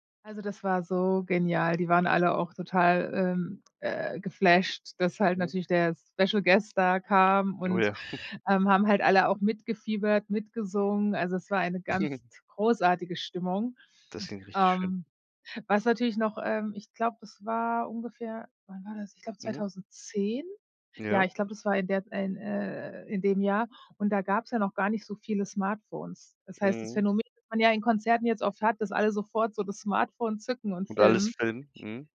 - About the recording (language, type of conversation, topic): German, podcast, Welches Konzert hat dich komplett umgehauen?
- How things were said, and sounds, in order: in English: "Special Guest"; chuckle; chuckle